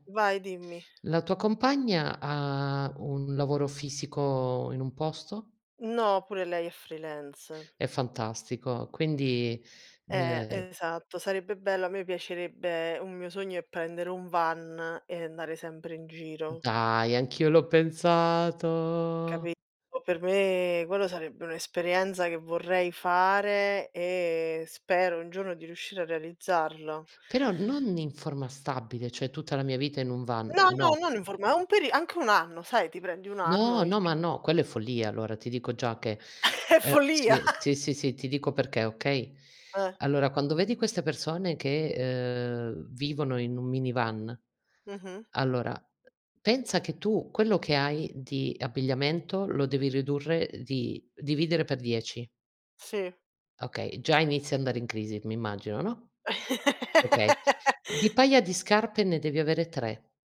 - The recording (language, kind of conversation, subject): Italian, unstructured, Hai mai rinunciato a un sogno? Perché?
- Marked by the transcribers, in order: tapping; in English: "freelance"; other background noise; drawn out: "pensato!"; other noise; "cioè" said as "ceh"; chuckle; laugh